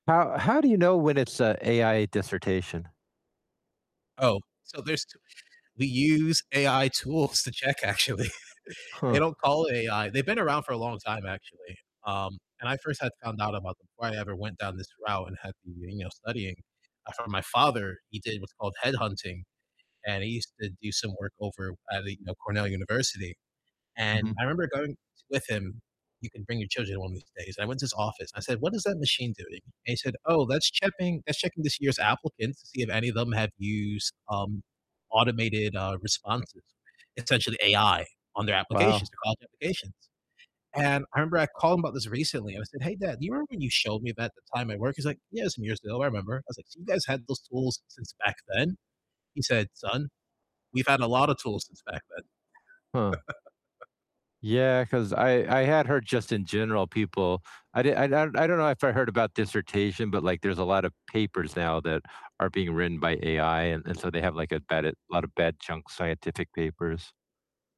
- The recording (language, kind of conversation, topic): English, unstructured, How do you think technology changes the way we learn?
- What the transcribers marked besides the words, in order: distorted speech; unintelligible speech; laughing while speaking: "actually"; static; "checking" said as "chepping"; laugh